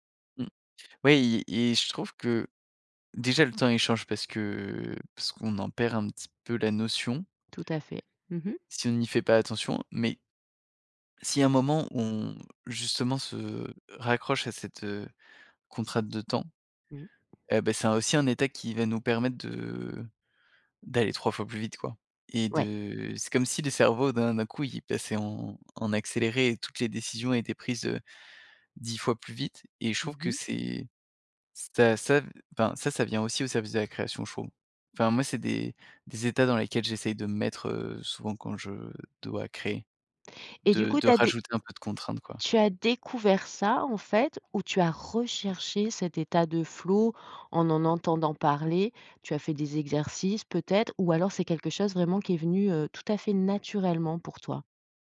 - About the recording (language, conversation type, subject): French, podcast, Qu’est-ce qui te met dans un état de création intense ?
- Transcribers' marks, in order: tapping; stressed: "recherché"